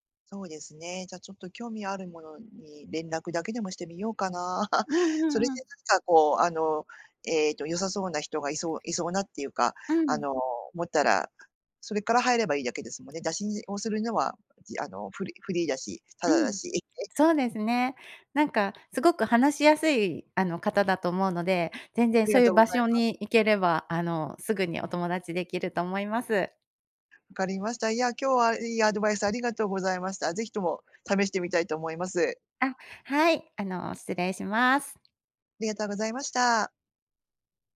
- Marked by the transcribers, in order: laugh
- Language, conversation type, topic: Japanese, advice, 引っ越しで新しい環境に慣れられない不安